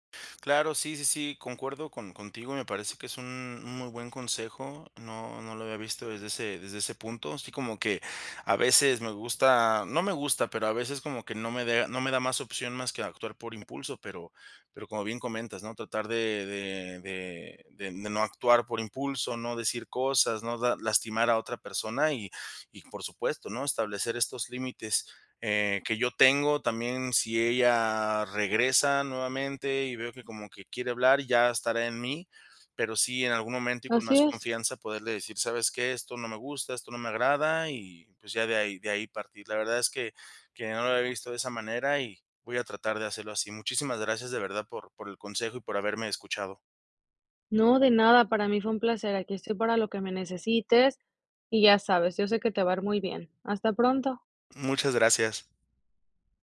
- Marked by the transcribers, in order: other noise
- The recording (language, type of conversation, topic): Spanish, advice, ¿Puedes contarme sobre un malentendido por mensajes de texto que se salió de control?